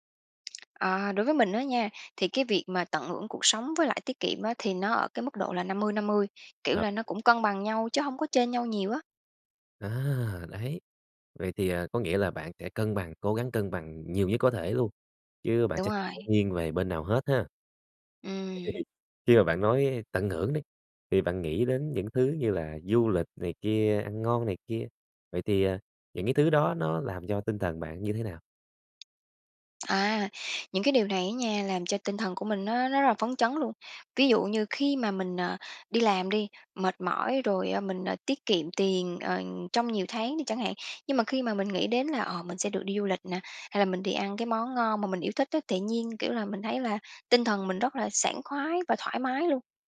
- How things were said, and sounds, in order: tapping; unintelligible speech
- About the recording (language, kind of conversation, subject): Vietnamese, podcast, Bạn cân bằng giữa tiết kiệm và tận hưởng cuộc sống thế nào?